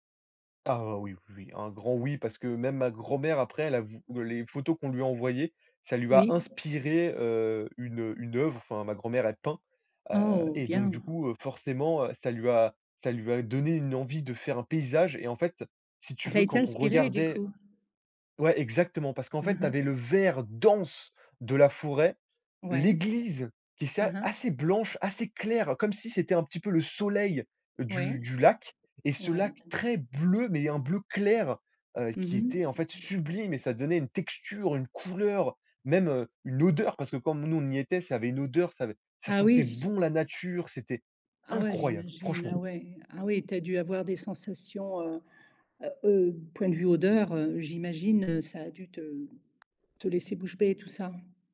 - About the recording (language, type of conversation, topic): French, podcast, Peux-tu parler d’un lieu qui t’a permis de te reconnecter à la nature ?
- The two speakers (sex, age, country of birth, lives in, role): female, 55-59, France, Portugal, host; male, 20-24, France, France, guest
- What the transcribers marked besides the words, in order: other background noise; stressed: "inspiré"; stressed: "bon"; stressed: "incroyable"